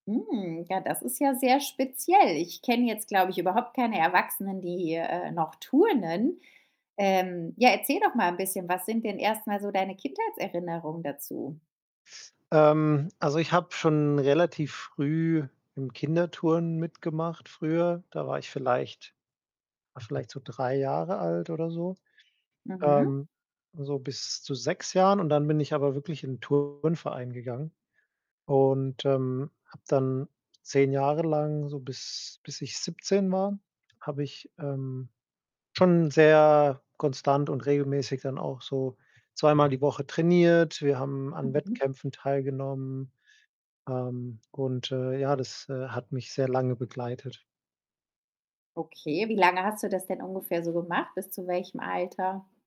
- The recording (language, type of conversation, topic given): German, podcast, Welche Beschäftigung aus deiner Kindheit würdest du gerne wieder aufleben lassen?
- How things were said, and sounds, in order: static; put-on voice: "Hm"; other background noise; distorted speech